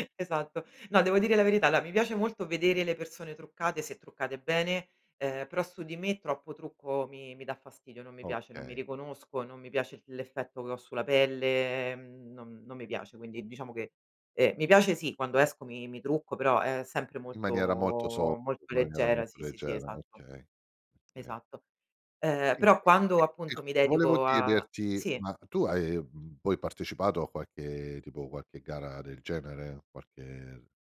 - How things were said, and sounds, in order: "allora" said as "alloa"; drawn out: "pelle"; in English: "soft"; drawn out: "molto"; unintelligible speech
- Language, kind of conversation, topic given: Italian, podcast, Qual è un hobby che ti dà grande soddisfazione e perché?